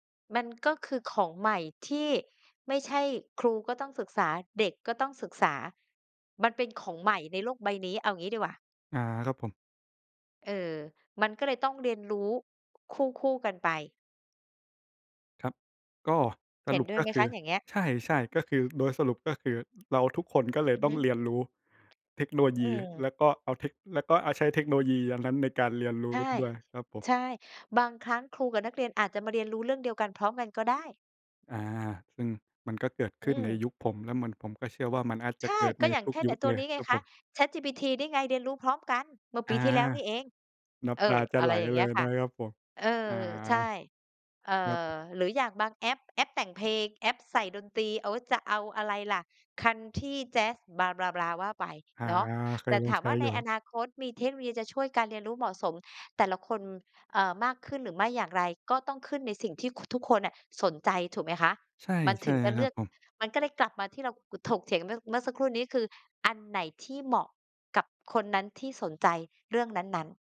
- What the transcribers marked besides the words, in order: other background noise; tapping; "ยุค" said as "ยุด"
- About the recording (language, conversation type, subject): Thai, unstructured, คุณคิดว่าอนาคตของการเรียนรู้จะเป็นอย่างไรเมื่อเทคโนโลยีเข้ามามีบทบาทมากขึ้น?